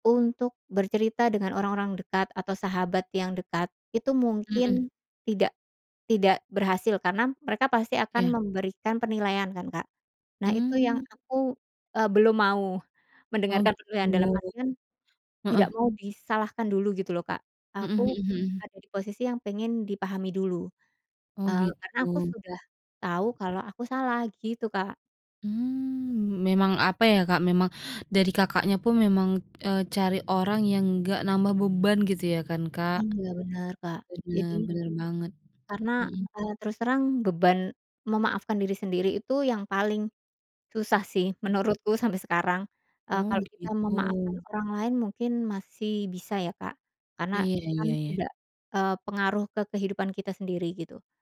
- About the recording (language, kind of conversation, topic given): Indonesian, podcast, Bagaimana kamu belajar memaafkan diri sendiri setelah melakukan kesalahan?
- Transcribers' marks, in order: other background noise; other street noise; tapping